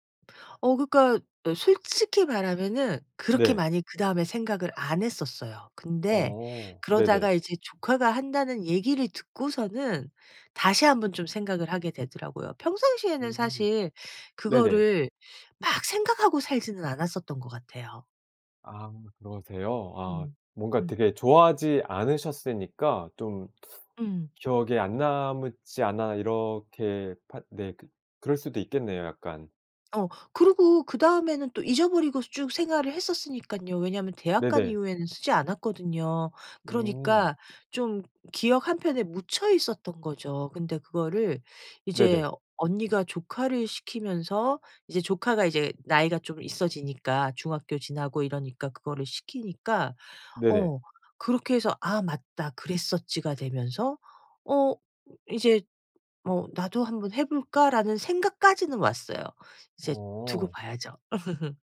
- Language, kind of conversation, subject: Korean, podcast, 집안에서 대대로 이어져 내려오는 전통에는 어떤 것들이 있나요?
- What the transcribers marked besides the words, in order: other background noise; laugh